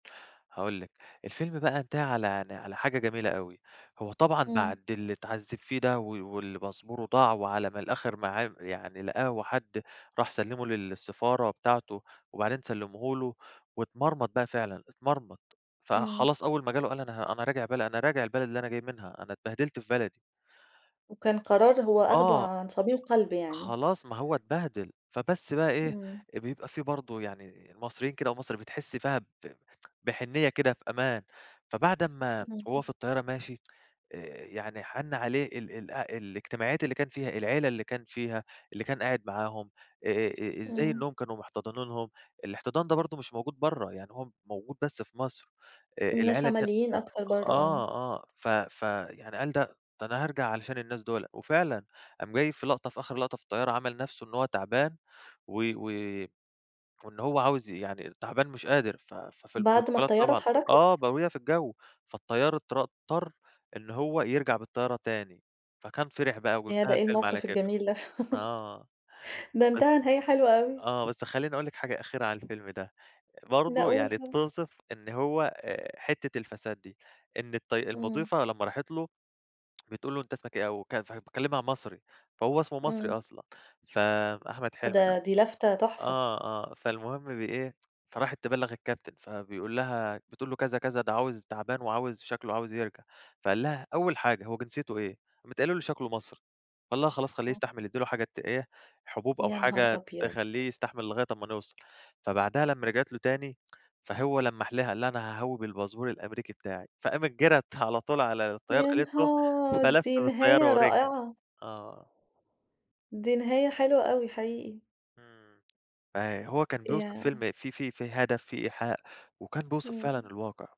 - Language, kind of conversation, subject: Arabic, podcast, إيه الفيلم العربي اللي أثّر فيك، وإزاي أثّر عليك؟
- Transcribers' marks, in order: in English: "باسبوره"; tsk; in English: "البروتوكولات"; chuckle; in English: "الcaptain"; in English: "بالpassport"; laughing while speaking: "على طول"